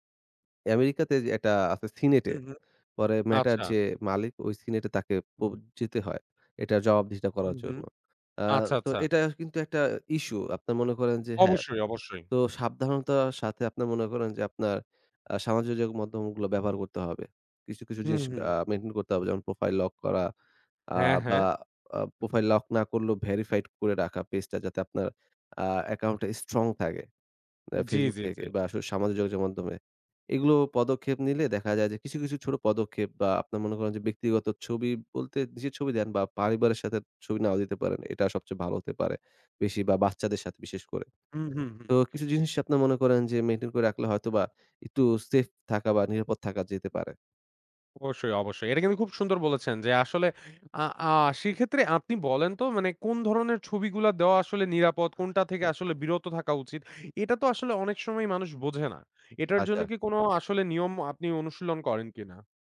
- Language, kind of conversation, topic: Bengali, podcast, সামাজিক মিডিয়া আপনার পরিচয়ে কী ভূমিকা রাখে?
- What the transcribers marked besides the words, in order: "যোগাযোগ" said as "যোগ"; "পরিবারের" said as "পারিবারের"; other background noise; tapping; "আচ্ছা" said as "আচা"